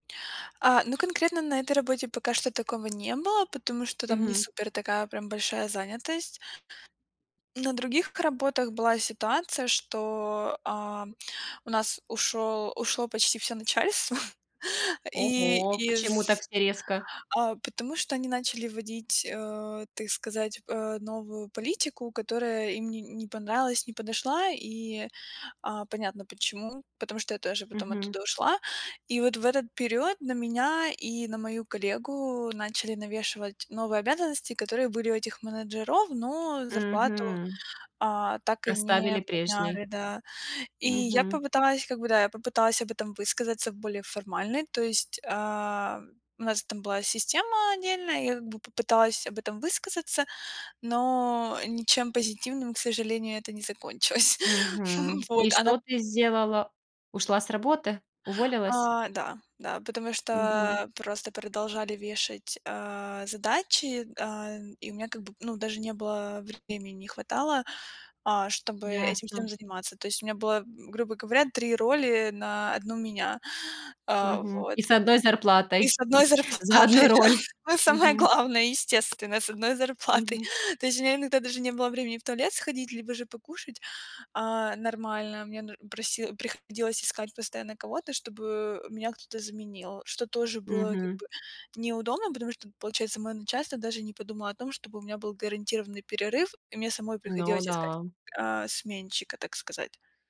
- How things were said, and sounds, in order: chuckle; laughing while speaking: "закончилось"; chuckle; laughing while speaking: "И с одной зарплатой, да. Самое главное, естественно"
- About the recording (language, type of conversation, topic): Russian, podcast, Как вежливо сказать «нет», чтобы не обидеть человека?